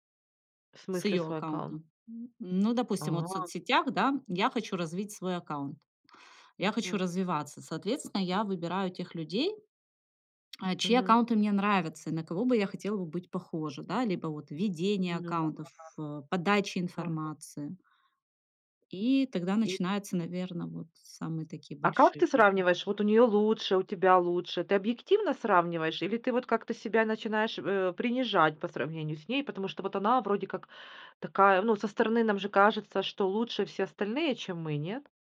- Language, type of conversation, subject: Russian, podcast, Как возникает эффект сравнения в соцсетях и что с ним делать?
- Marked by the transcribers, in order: tapping